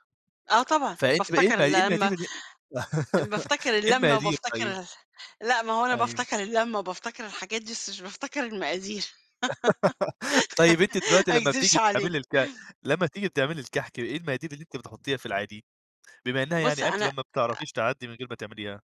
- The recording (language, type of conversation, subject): Arabic, podcast, إيه الطبق اللي العيد عندكم ما بيكملش من غيره؟
- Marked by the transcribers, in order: unintelligible speech; laugh; laugh; laughing while speaking: "ما أكذبش عليك"; tapping